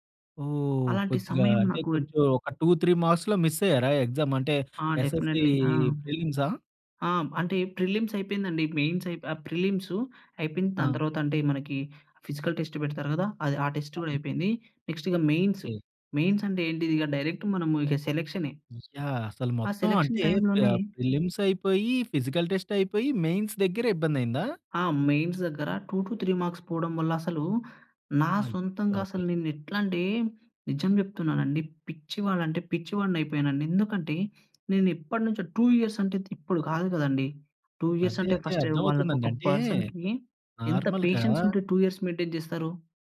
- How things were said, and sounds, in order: in English: "టూ త్రీ మార్క్స్‌లో"; in English: "ఎగ్జా‌మ్"; in English: "డెఫినెట్లీ"; in English: "ఎస్ఎస్‌సీ"; in English: "ప్రిలిమ్స్"; in English: "ప్రిలిమ్స్"; in English: "ఫిజికల్ టెస్ట్"; in English: "టెస్ట్"; in English: "మెయిన్స్"; in English: "డైరెక్ట్"; in English: "సెలక్షన్"; in English: "ఫిజికల్"; in English: "మెయిన్స్"; in English: "మెయిన్స్"; in English: "టూ టు త్రీ మార్క్స్"; in English: "టూ ఇయర్స్"; in English: "టూ"; in English: "ఫస్ట్‌టైమ్"; in English: "పర్సన్‌కి"; in English: "నార్మల్‌గా"; in English: "టూ ఇయర్స్ మెయింటేన్"
- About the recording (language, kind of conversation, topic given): Telugu, podcast, ఒంటరిగా అనిపించినప్పుడు ముందుగా మీరు ఏం చేస్తారు?